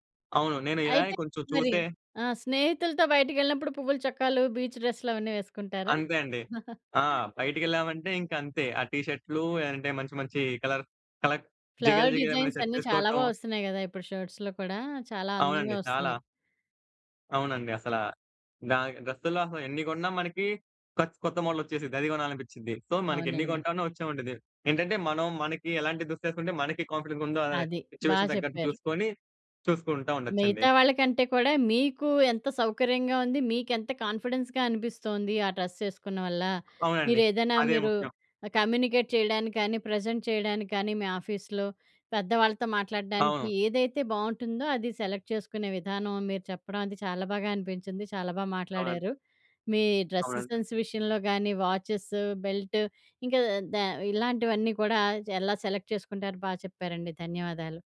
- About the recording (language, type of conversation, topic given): Telugu, podcast, ఏ రకం దుస్తులు వేసుకున్నప్పుడు నీకు ఎక్కువ ఆత్మవిశ్వాసంగా అనిపిస్తుంది?
- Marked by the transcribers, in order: chuckle; in English: "కలర్ కలర్"; in English: "ఫ్లవర్ డిజైన్స్"; in English: "షర్ట్"; in English: "షర్ట్స్‌లో"; in English: "సో"; in English: "కాన్ఫిడెన్స్"; in English: "సిట్యుయేషన్"; in English: "కాన్ఫిడెన్స్‌గా"; in English: "డ్రెస్"; other background noise; in English: "కమ్యూనికేట్"; in English: "ప్రెజెంట్"; in English: "ఆఫీస్‌లో"; in English: "సెలెక్ట్"; in English: "డ్రెస్ సెన్స్"; in English: "వాచ్చె‌స్, బెల్ట్"; in English: "సెలెక్ట్"